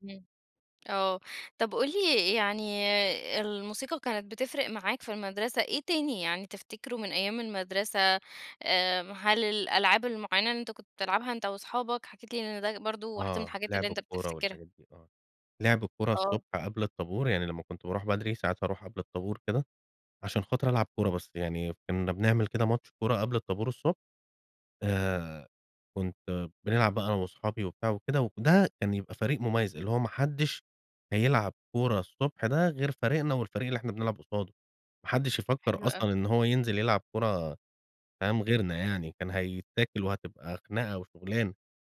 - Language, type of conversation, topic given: Arabic, podcast, إيه هي الأغنية اللي بتفكّرك بذكريات المدرسة؟
- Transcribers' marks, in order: tapping